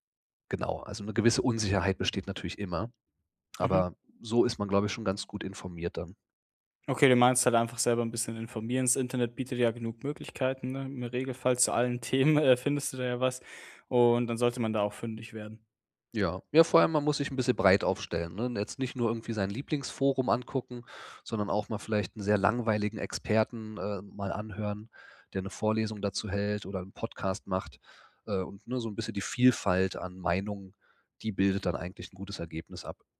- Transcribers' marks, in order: laughing while speaking: "Themen"
- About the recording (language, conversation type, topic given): German, podcast, Wie schützt du deine privaten Daten online?